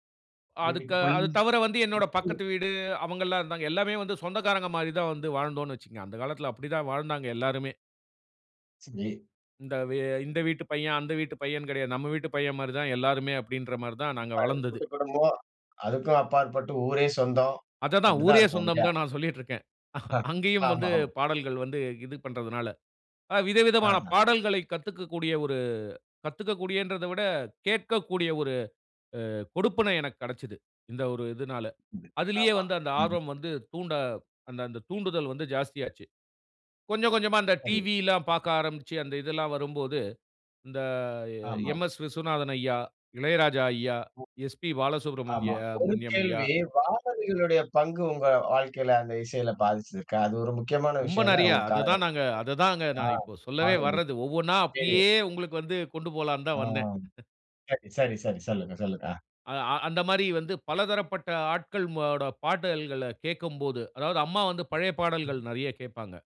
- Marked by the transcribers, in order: other background noise; unintelligible speech; chuckle; "காணொலியோட" said as "கானதிகளுடைய"; chuckle; other noise
- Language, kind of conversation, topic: Tamil, podcast, உங்கள் இசைச் சுவை எப்படி உருவானது?